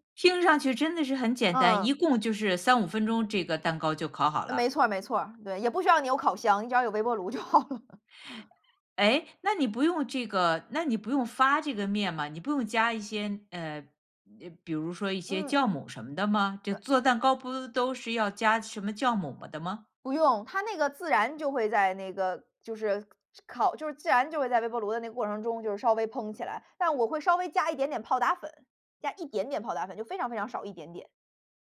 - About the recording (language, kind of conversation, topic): Chinese, podcast, 你平时做饭有哪些习惯？
- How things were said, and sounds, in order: laughing while speaking: "就好了"; chuckle; other background noise